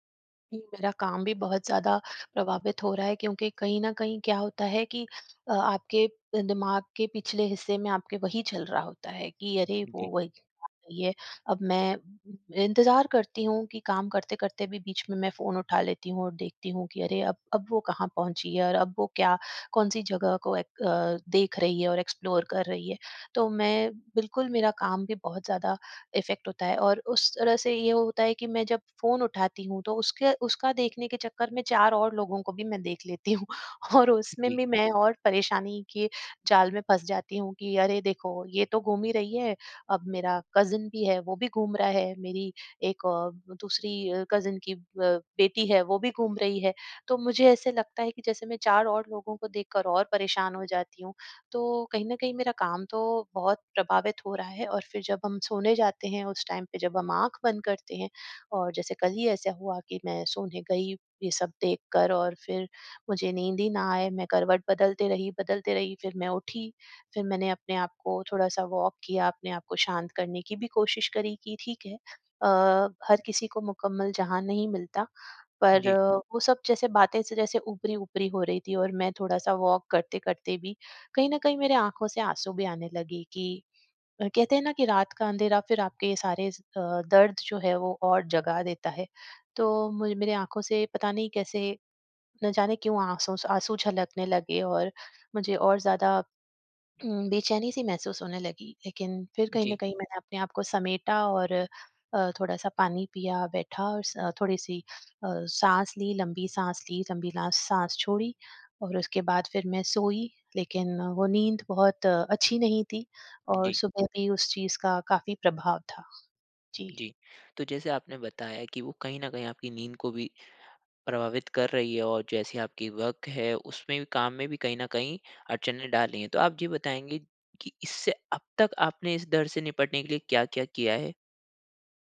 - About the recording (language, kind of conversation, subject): Hindi, advice, क्या मुझे लग रहा है कि मैं दूसरों की गतिविधियाँ मिस कर रहा/रही हूँ—मैं क्या करूँ?
- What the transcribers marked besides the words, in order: unintelligible speech; in English: "एक्सप्लोर"; in English: "इफ़ेक्ट"; laughing while speaking: "हूँ और उसमें"; in English: "कज़िन"; in English: "कज़िन"; in English: "टाइम"; in English: "वॉक"; in English: "वॉक"; in English: "वर्क"